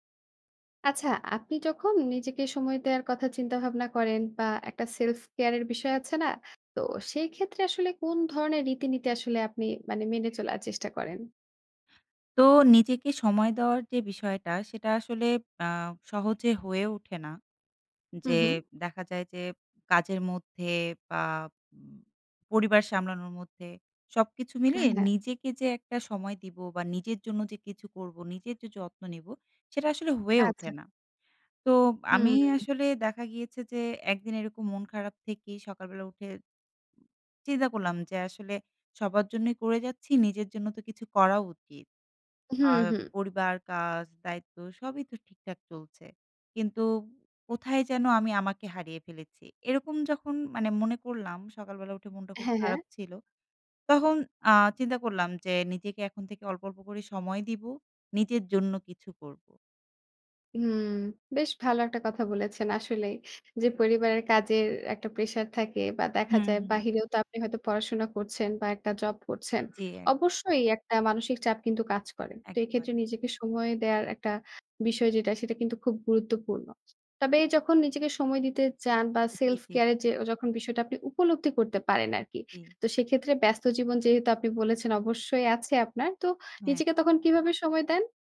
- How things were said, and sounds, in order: in English: "self care"; other background noise; in English: "self care"
- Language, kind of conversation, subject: Bengali, podcast, নিজেকে সময় দেওয়া এবং আত্মযত্নের জন্য আপনার নিয়মিত রুটিনটি কী?